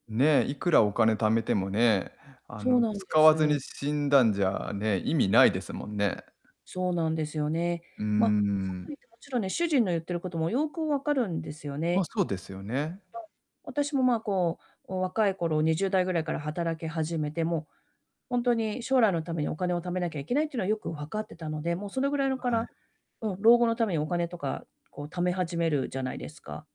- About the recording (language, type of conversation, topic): Japanese, advice, 今の楽しみと将来の安心を、どう上手に両立すればよいですか？
- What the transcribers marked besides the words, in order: mechanical hum; distorted speech; unintelligible speech